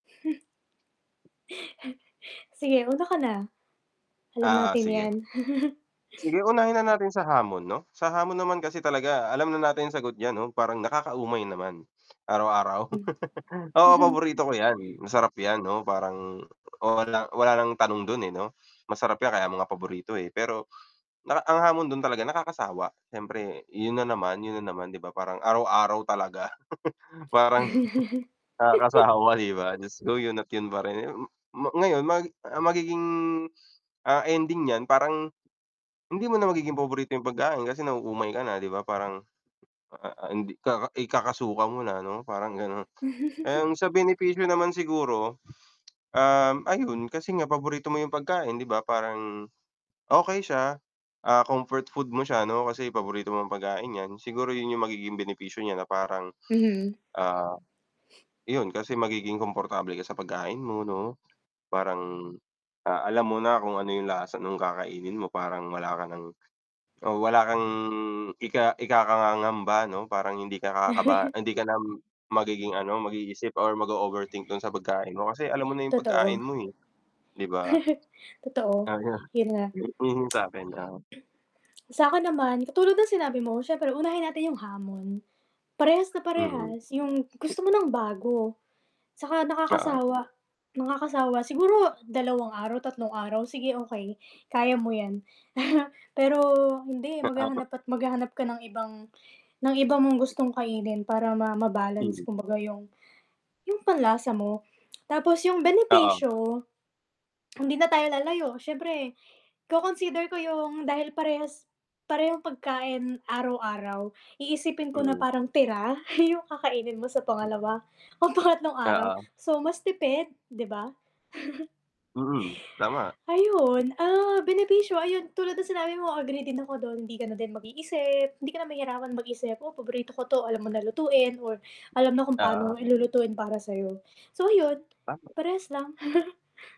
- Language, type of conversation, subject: Filipino, unstructured, Alin ang mas gusto mo: kainin ang paborito mong pagkain araw-araw o sumubok ng iba’t ibang putahe linggo-linggo?
- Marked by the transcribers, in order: chuckle; static; distorted speech; other background noise; chuckle; tapping; chuckle; chuckle; chuckle; "ikakapangamba" said as "ikakangangamba"; laugh; chuckle; tongue click; throat clearing; chuckle; unintelligible speech; tongue click; laughing while speaking: "yung"; laughing while speaking: "o pangatlong"; chuckle; inhale; chuckle